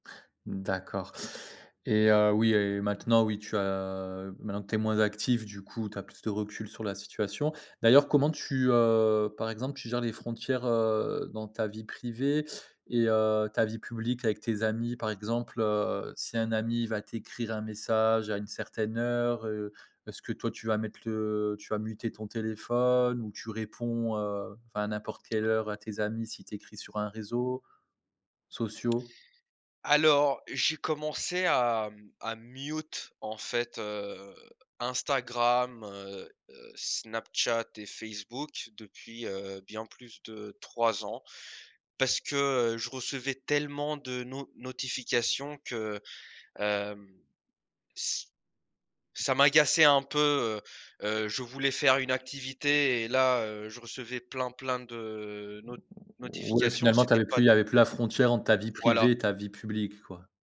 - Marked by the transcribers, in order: in English: "mute"
- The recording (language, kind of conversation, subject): French, podcast, Comment les réseaux sociaux influencent-ils nos amitiés ?